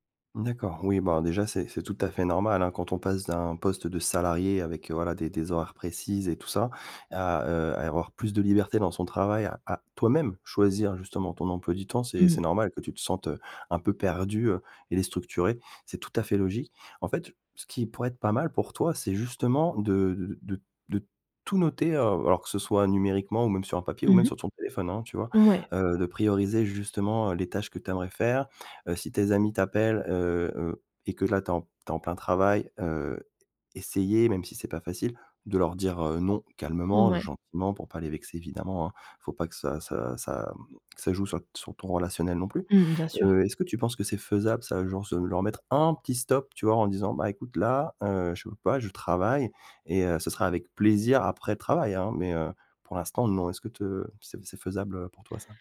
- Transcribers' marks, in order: stressed: "toi-même"; stressed: "un"
- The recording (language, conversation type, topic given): French, advice, Comment puis-je prioriser mes tâches quand tout semble urgent ?